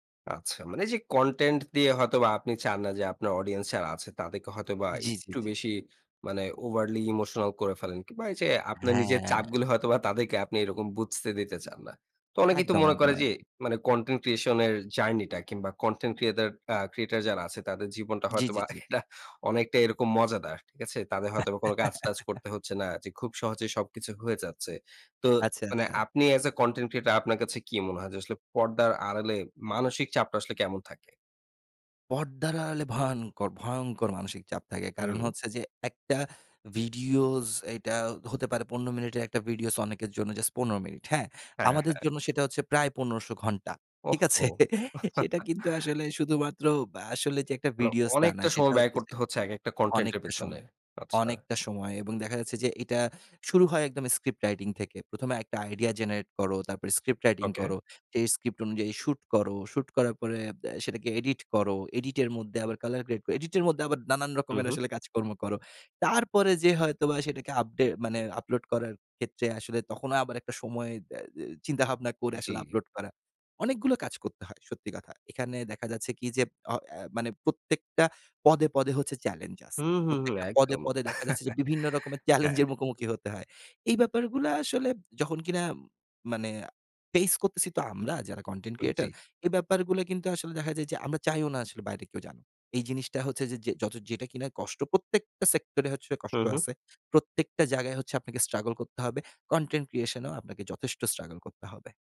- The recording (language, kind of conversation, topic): Bengali, podcast, কনটেন্ট তৈরি করার সময় মানসিক চাপ কীভাবে সামলান?
- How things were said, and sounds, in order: in English: "content"; in English: "audience"; in English: "overly emotional"; in English: "content creation"; in English: "content"; in English: "creator"; chuckle; laugh; in English: "as a content creator"; in English: "videos"; chuckle; in English: "content"; in English: "script writing"; in English: "idea generate"; in English: "script writing"; in English: "script"; in English: "shoot"; in English: "shoot"; in English: "edit"; in English: "edit"; in English: "colour grade edit"; laughing while speaking: "চ্যালেঞ্জের"; chuckle; in English: "content creator"; in English: "struggle"; in English: "content creation"; in English: "struggle"